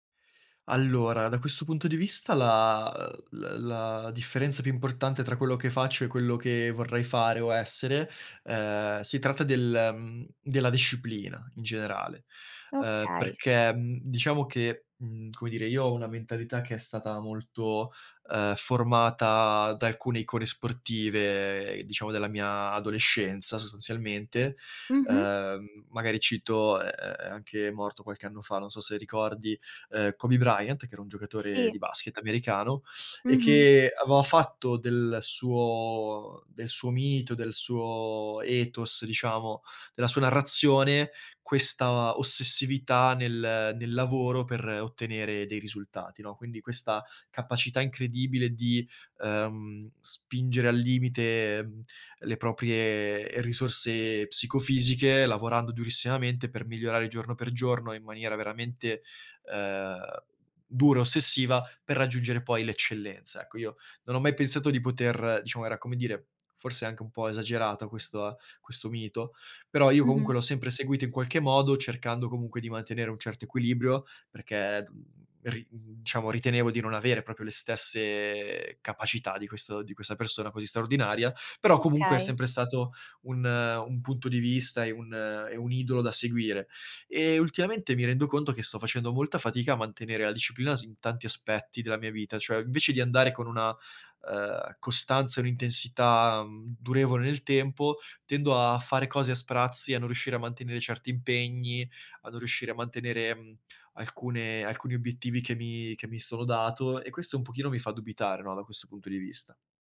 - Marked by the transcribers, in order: in Greek: "ethos"; "proprio" said as "propio"
- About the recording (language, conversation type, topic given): Italian, advice, Come posso costruire abitudini quotidiane che riflettano davvero chi sono e i miei valori?
- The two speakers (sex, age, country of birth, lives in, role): female, 20-24, Italy, Italy, advisor; male, 25-29, Italy, Italy, user